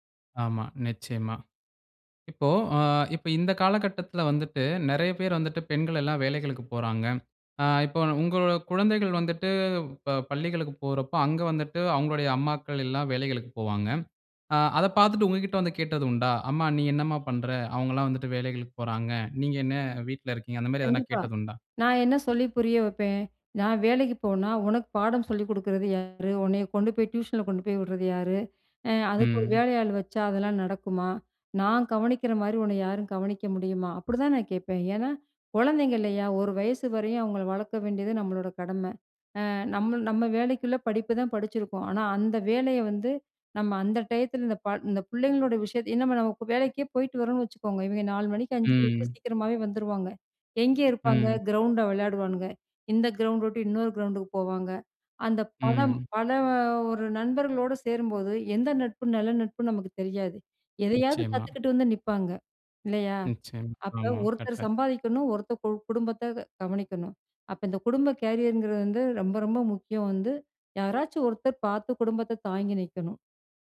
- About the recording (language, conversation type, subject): Tamil, podcast, குடும்பம் உங்கள் தொழில்வாழ்க்கை குறித்து வைத்திருக்கும் எதிர்பார்ப்புகளை நீங்கள் எப்படி சமாளிக்கிறீர்கள்?
- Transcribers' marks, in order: drawn out: "பல"